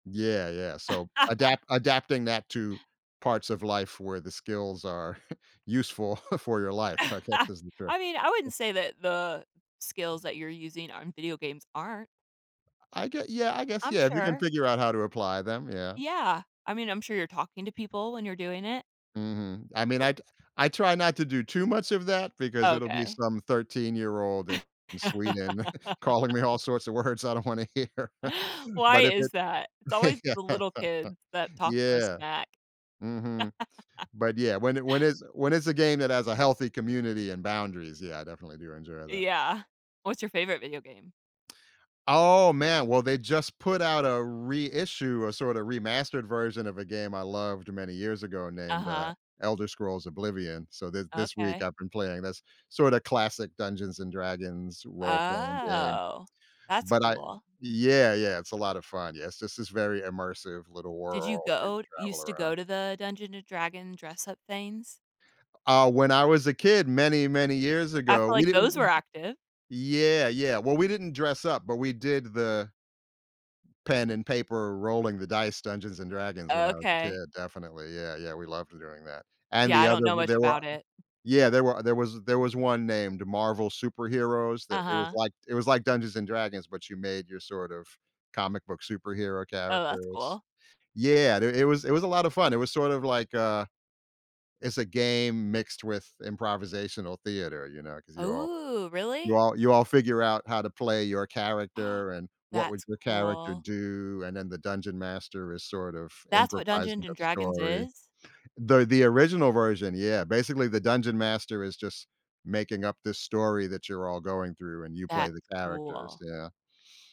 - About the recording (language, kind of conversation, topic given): English, unstructured, How has achieving a fitness goal impacted your overall well-being?
- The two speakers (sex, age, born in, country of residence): female, 35-39, United States, United States; male, 55-59, United States, United States
- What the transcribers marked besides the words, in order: laugh; chuckle; laugh; other noise; tapping; other background noise; laugh; chuckle; laughing while speaking: "words"; laughing while speaking: "hear"; laughing while speaking: "Yeah"; laugh; drawn out: "Oh"; gasp